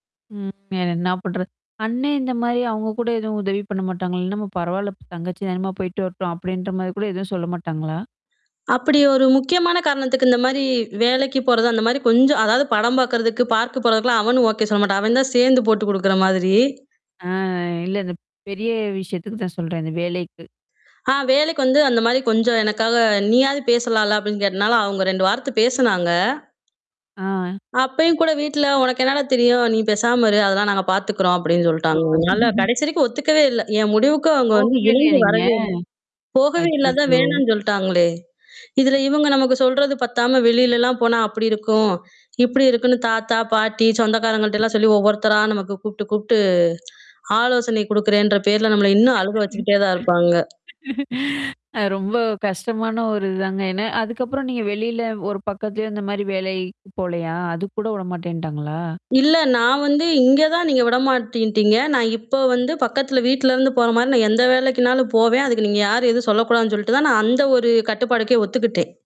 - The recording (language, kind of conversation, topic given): Tamil, podcast, சுயவெளிப்பாட்டில் குடும்பப் பாரம்பரியம் எவ்வாறு பாதிப்பை ஏற்படுத்துகிறது?
- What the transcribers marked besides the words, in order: static; other background noise; tapping; drawn out: "ஆ"; laugh; distorted speech; background speech; other noise; laugh